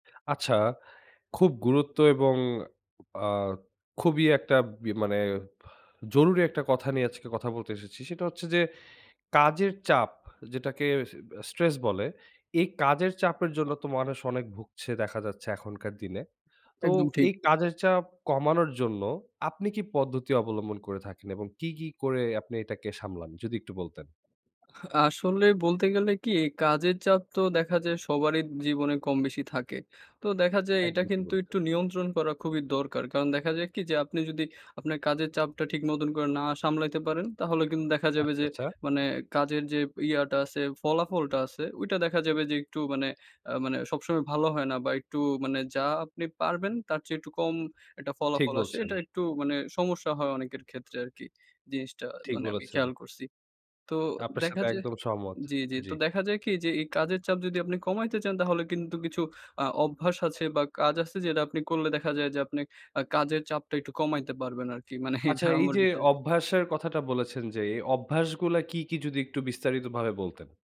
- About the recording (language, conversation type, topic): Bengali, podcast, আপনি কাজের চাপ কমানোর জন্য কী করেন?
- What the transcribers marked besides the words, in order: other background noise